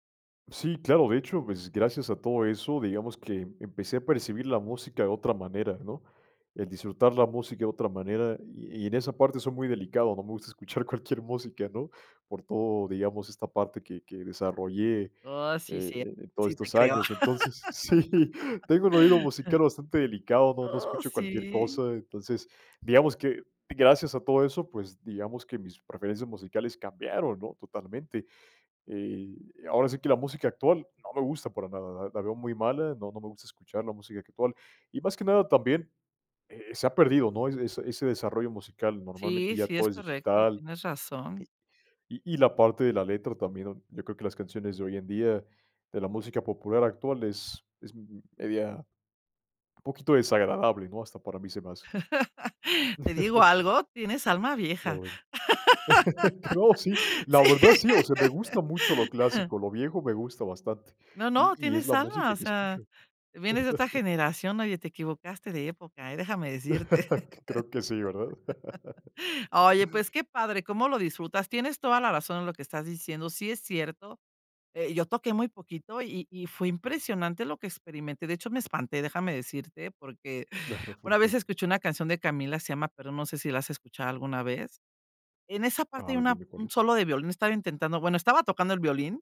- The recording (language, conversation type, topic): Spanish, podcast, ¿Qué momento de tu vida transformó tus preferencias musicales?
- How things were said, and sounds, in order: laughing while speaking: "escuchar cualquier música"; laughing while speaking: "sí"; laugh; laugh; laugh; laughing while speaking: "No, sí"; laugh; laughing while speaking: "Sí"; chuckle; laugh; laugh